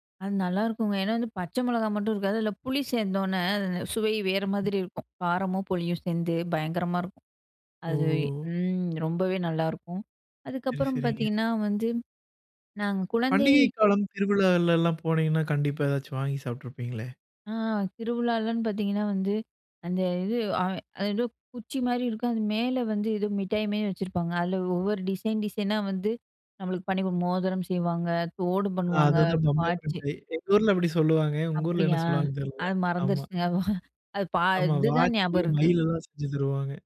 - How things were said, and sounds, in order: tapping; drawn out: "ஓ!"; laughing while speaking: "மறந்துருச்சுங்க"; other noise
- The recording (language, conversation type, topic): Tamil, podcast, குழந்தைக்கால நினைவுகளை எழுப்பும் உணவு எது?